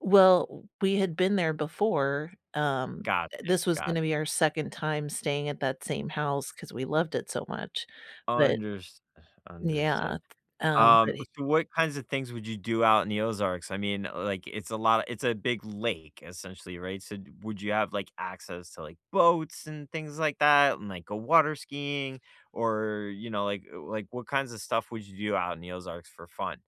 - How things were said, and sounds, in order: none
- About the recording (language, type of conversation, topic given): English, unstructured, When a trip went sideways, how did you turn it into a favorite story to share?